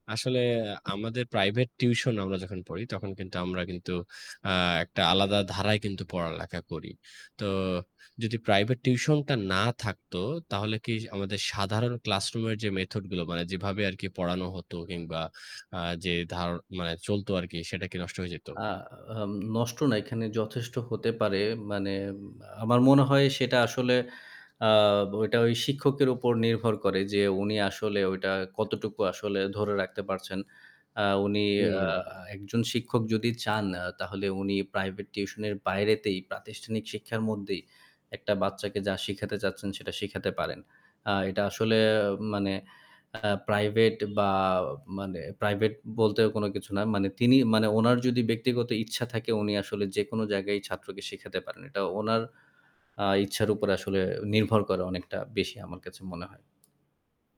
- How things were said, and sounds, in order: static; distorted speech; horn
- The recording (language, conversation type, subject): Bengali, unstructured, প্রাইভেট টিউশন কি শিক্ষাব্যবস্থার জন্য সহায়ক, নাকি বাধা?